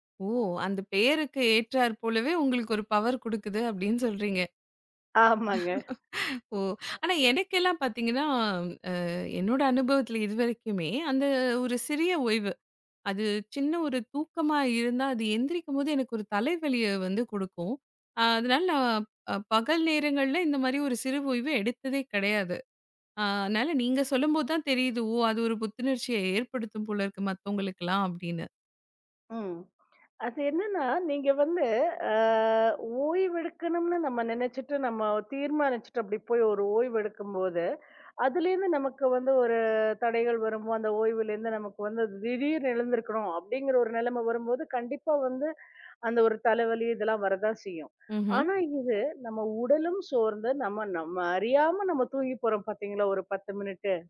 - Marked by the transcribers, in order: drawn out: "ஓ!"; laughing while speaking: "ஆமாங்க"; laugh; other background noise; in English: "மினிட்டு!"
- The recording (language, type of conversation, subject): Tamil, podcast, சிறு ஓய்வுகள் எடுத்த பிறகு உங்கள் அனுபவத்தில் என்ன மாற்றங்களை கவனித்தீர்கள்?